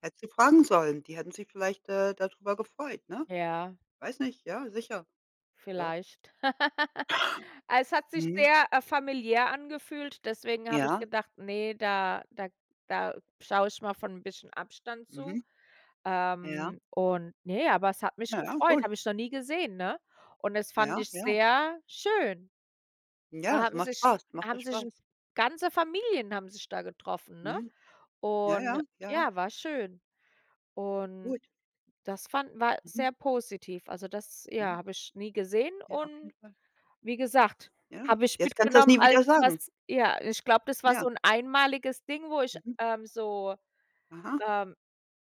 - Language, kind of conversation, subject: German, unstructured, Welche Rolle spielt Musik in deinem kulturellen Leben?
- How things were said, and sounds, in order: laugh; cough